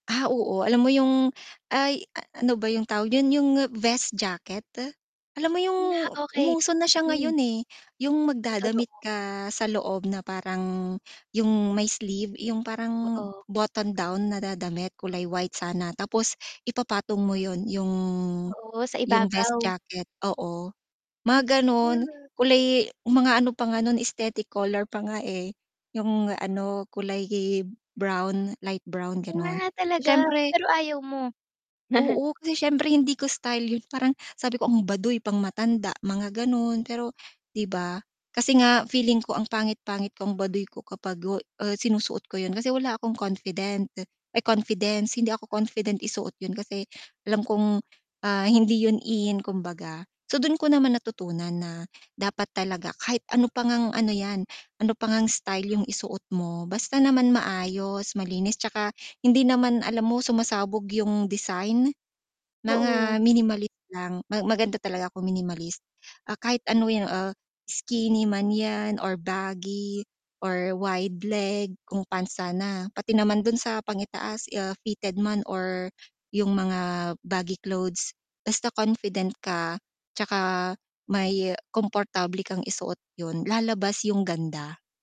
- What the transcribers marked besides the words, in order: other background noise; static; distorted speech; in English: "aesthetic color"; mechanical hum; laugh; tapping
- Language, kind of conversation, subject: Filipino, podcast, Paano mo ipinapakita ang kumpiyansa mo sa pamamagitan ng pananamit mo?